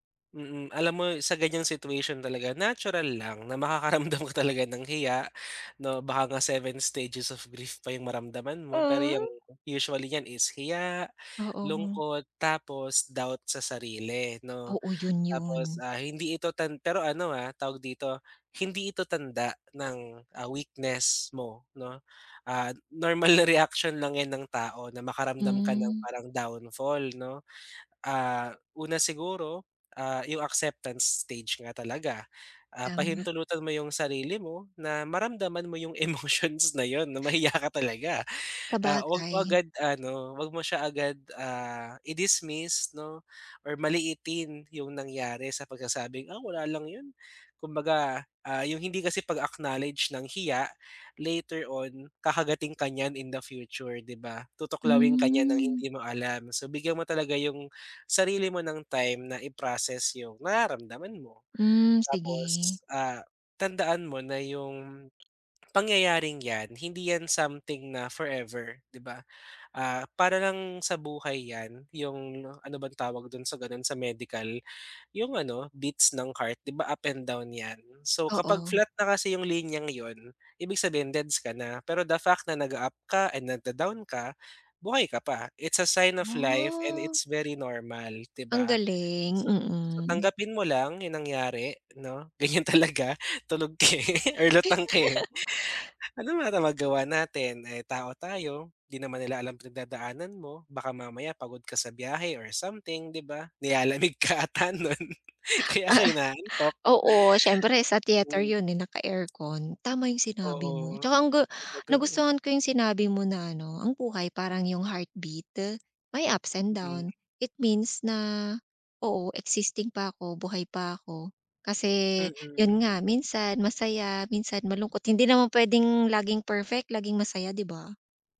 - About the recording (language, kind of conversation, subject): Filipino, advice, Paano ako makakabawi sa kumpiyansa sa sarili pagkatapos mapahiya?
- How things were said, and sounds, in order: laughing while speaking: "makakaramdam"; tapping; in English: "seven stages of grief"; other background noise; laughing while speaking: "normal na"; laughing while speaking: "emotions"; laughing while speaking: "mahiya"; drawn out: "Hmm"; lip smack; background speech; laughing while speaking: "ganyan talaga tulog ka, eh, or lutang ka, eh"; chuckle; laughing while speaking: "Nilalamig ka ata nun kaya ka inaantok"; chuckle; laughing while speaking: "Oo"